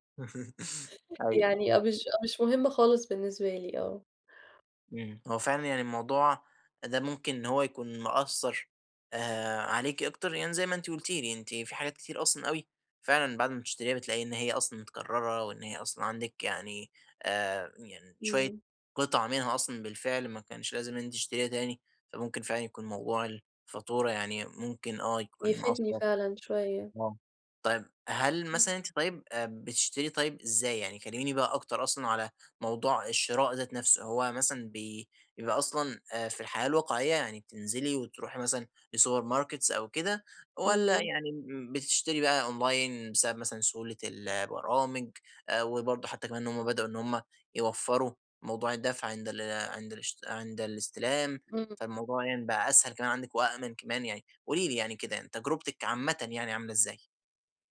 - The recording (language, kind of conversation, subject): Arabic, advice, إزاي مشاعري بتأثر على قراراتي المالية؟
- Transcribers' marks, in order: chuckle; in English: "السوبر ماركتس"; in English: "أونلاين"